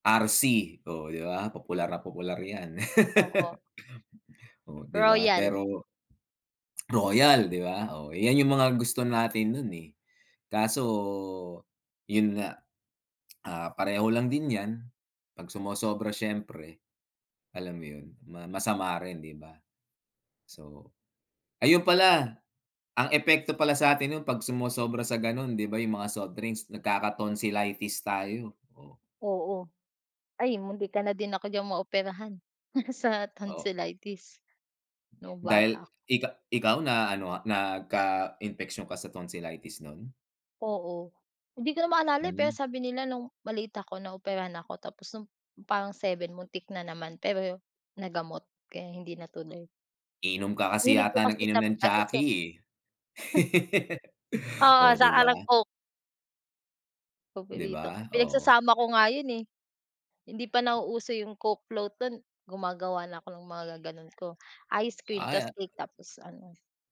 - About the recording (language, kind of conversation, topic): Filipino, unstructured, Ano ang mga paboritong inumin ng mga estudyante tuwing oras ng pahinga?
- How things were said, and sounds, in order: laugh; chuckle; chuckle